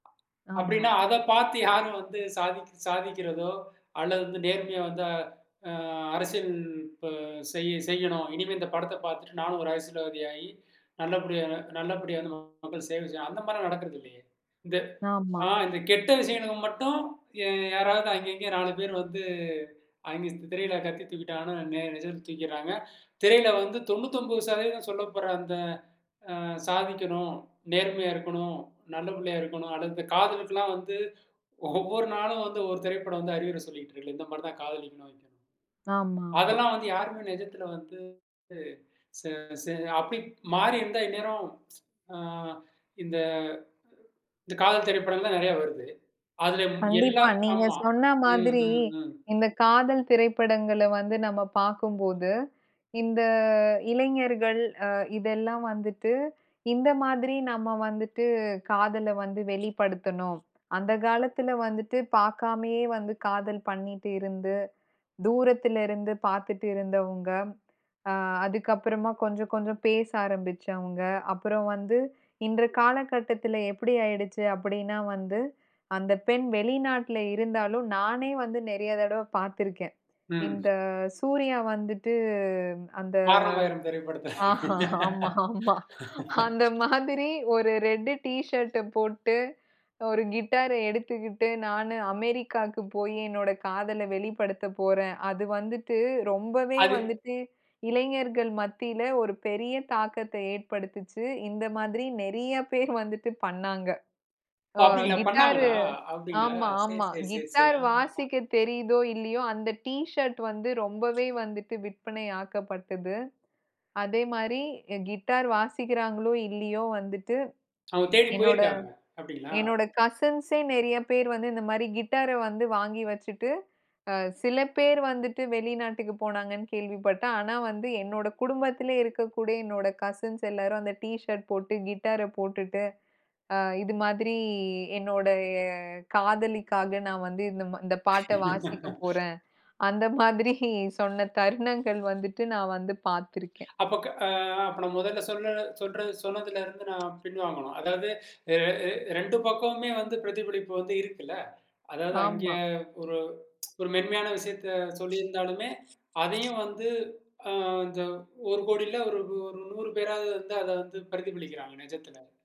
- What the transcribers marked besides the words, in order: other background noise; drawn out: "வந்து அ"; laughing while speaking: "ஒவ்வொரு"; unintelligible speech; unintelligible speech; drawn out: "இந்த இந்த"; drawn out: "இந்த"; drawn out: "அ"; drawn out: "வந்துட்டு அந்த"; laughing while speaking: "வாரணம் ஆயிரம் திரைப்படத்தல"; laughing while speaking: "ஆமா ஆமா. அந்த மாதிரி ஒரு ரெட்டு டீ ஷர்ட் போட்டு ஒரு கிட்டார்ர எடுத்துக்கிட்டு"; surprised: "ஓ! அப்படிங்களா பண்ணாங்களா? அப்படிங்களா"; other noise; drawn out: "மாதிரி என்னோட"; laughing while speaking: "அந்த மாதிரி சொன்ன தருணங்கள் வந்துட்டு நான்"; drawn out: "அ"; tapping; tsk
- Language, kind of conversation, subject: Tamil, podcast, மீடியா கதைகள் சமூகத்தை எப்படிப் பாதிக்கின்றன?